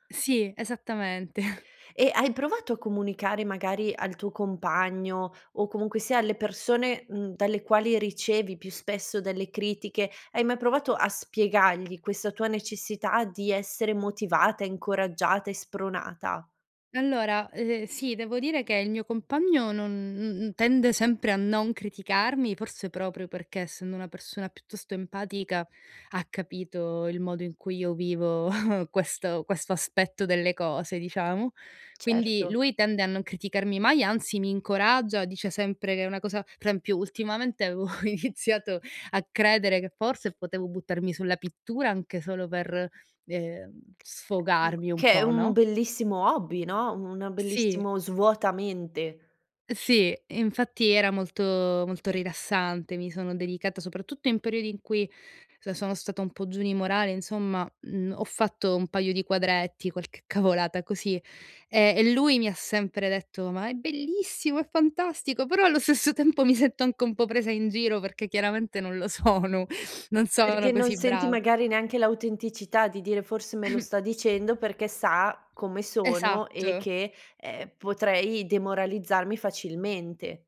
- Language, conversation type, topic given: Italian, advice, Come posso smettere di misurare il mio valore solo in base ai risultati, soprattutto quando ricevo critiche?
- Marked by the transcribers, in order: chuckle; other background noise; chuckle; laughing while speaking: "avevo iniziato"; laughing while speaking: "cavolata"; laughing while speaking: "stesso tempo mi sento anche"; laughing while speaking: "sono"